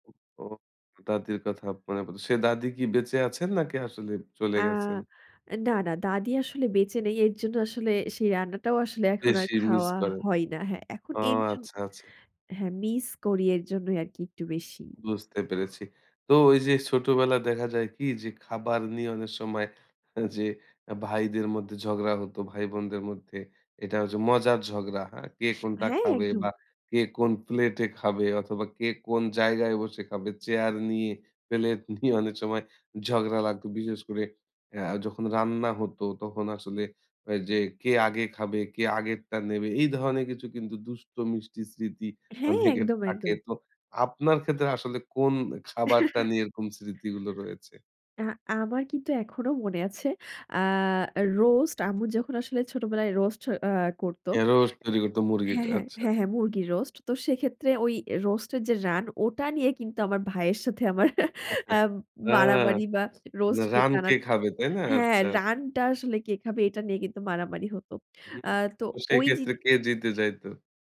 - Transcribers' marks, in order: other background noise; laughing while speaking: "নিয়ে"; laughing while speaking: "অনেকের"; chuckle; laughing while speaking: "আমার"; chuckle
- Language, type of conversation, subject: Bengali, podcast, কোন খাবার তোমাকে একদম বাড়ির কথা মনে করিয়ে দেয়?